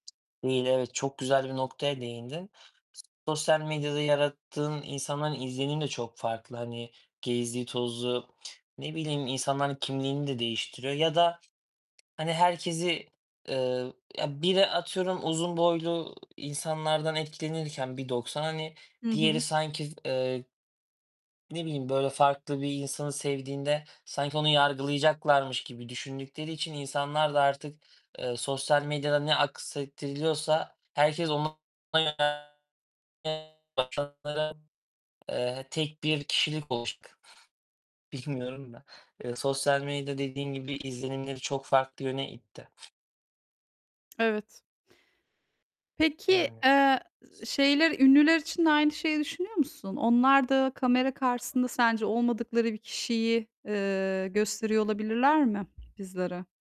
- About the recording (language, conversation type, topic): Turkish, unstructured, Başkalarını etkilemek için kendini nasıl sunarsın?
- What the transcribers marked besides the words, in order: other background noise; tapping; distorted speech; unintelligible speech